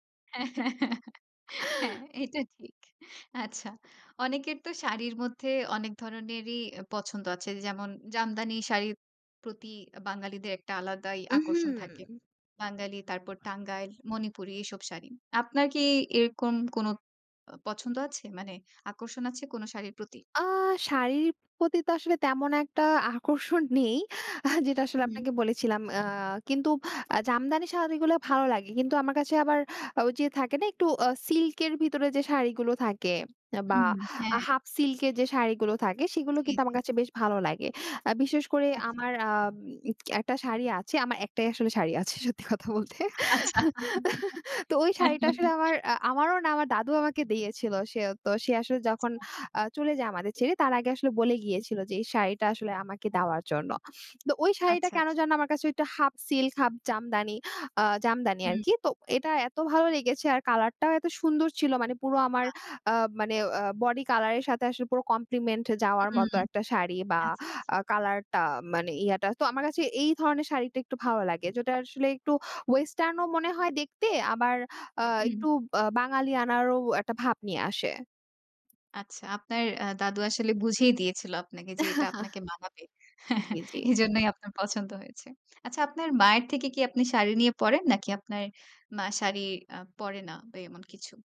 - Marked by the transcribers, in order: laughing while speaking: "হ্যাঁ, হ্যাঁ, হ্যাঁ। হ্যাঁ। এটা ঠিক। আচ্ছা"; chuckle; inhale; other background noise; laughing while speaking: "আছে সত্যি কথা বলতে"; laugh; laughing while speaking: "আচ্ছা"; chuckle; chuckle; laughing while speaking: "এজন্যই আপনার পছন্দ হয়েছে"
- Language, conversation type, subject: Bengali, podcast, উৎসবের সময় আপনার পোশাক-আশাকে কী কী পরিবর্তন আসে?